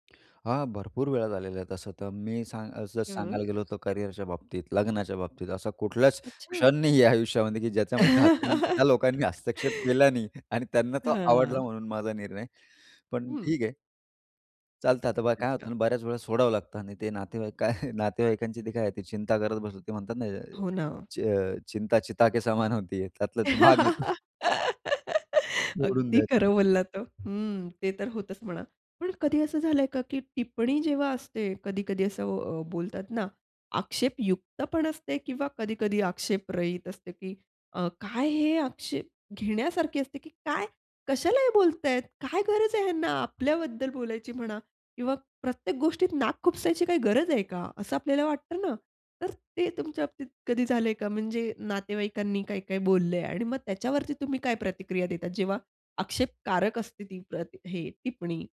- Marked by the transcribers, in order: laughing while speaking: "क्षण नाही आहे आयुष्यामध्ये"; laugh; unintelligible speech; other background noise; laughing while speaking: "काय"; in Hindi: "च चिंता चिता के समान होती है"; laugh; laughing while speaking: "आहे तो"
- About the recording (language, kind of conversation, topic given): Marathi, podcast, नातेवाईकांच्या टिप्पण्यांना तुम्ही कसा सामना करता?